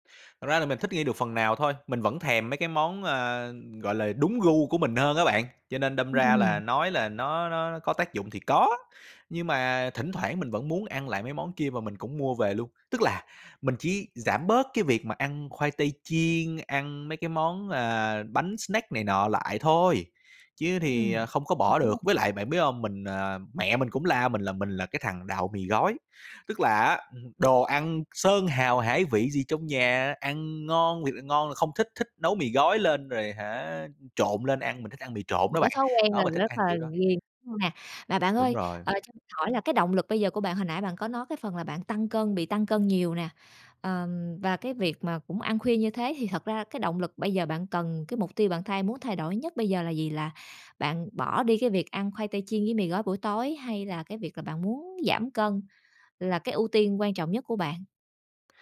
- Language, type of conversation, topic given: Vietnamese, advice, Vì sao bạn chưa thể thay thói quen xấu bằng thói quen tốt, và bạn có thể bắt đầu thay đổi từ đâu?
- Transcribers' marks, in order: other background noise; tapping